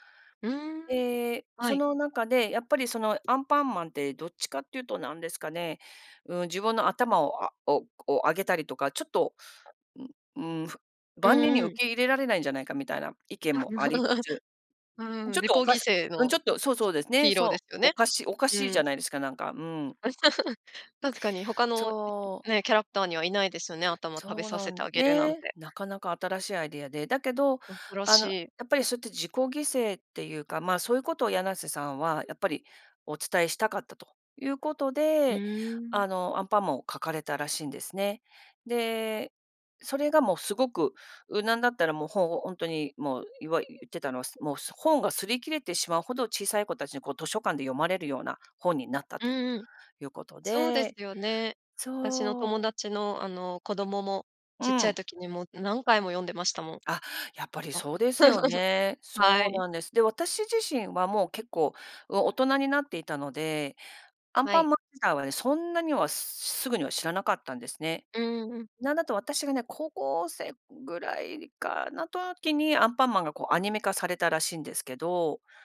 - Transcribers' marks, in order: laugh; laugh; laugh
- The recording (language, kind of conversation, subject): Japanese, podcast, 魅力的な悪役はどのように作られると思いますか？